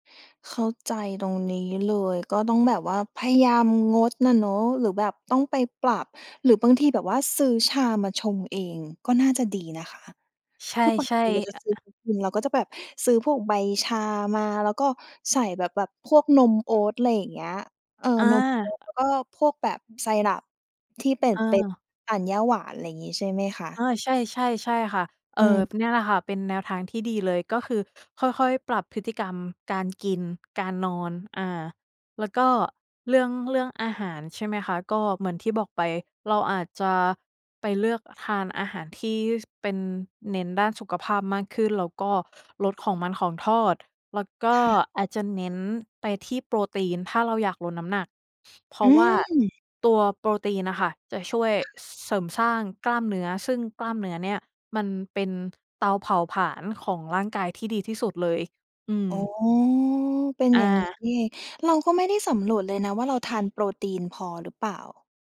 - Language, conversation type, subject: Thai, advice, อยากลดน้ำหนักแต่หิวยามดึกและกินจุบจิบบ่อย ควรทำอย่างไร?
- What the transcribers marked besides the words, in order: other background noise